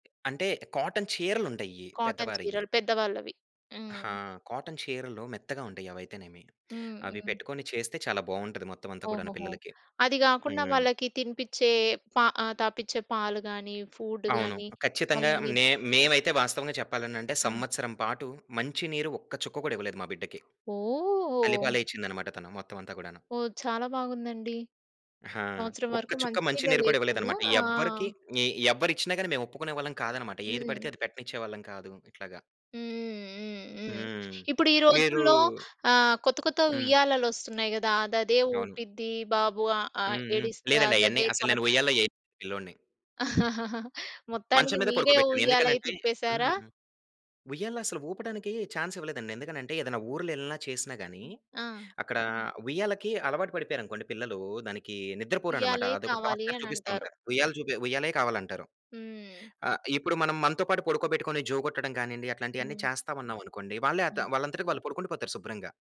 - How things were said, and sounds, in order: tapping; in English: "కాటన్"; in English: "కాటన్"; in English: "కాటన్"; in English: "ఫూడ్"; drawn out: "ఓహ్!"; other background noise; chuckle; in English: "చాన్స్"; in English: "టార్చర్"
- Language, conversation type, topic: Telugu, podcast, మొదటి బిడ్డ పుట్టే సమయంలో మీ అనుభవం ఎలా ఉండేది?